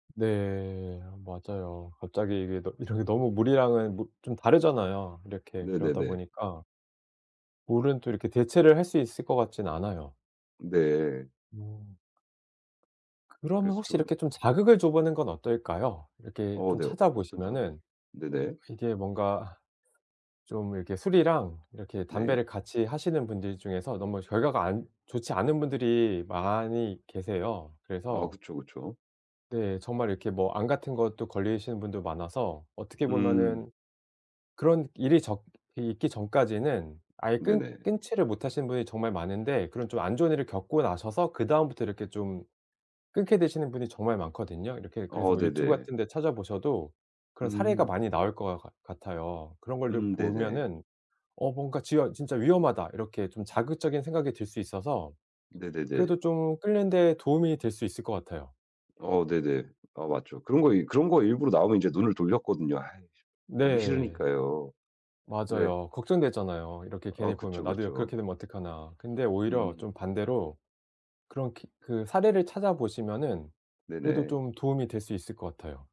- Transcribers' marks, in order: other background noise; "끊는" said as "끌른"
- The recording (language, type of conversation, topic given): Korean, advice, 나쁜 습관을 다른 행동으로 바꾸려면 어떻게 시작해야 하나요?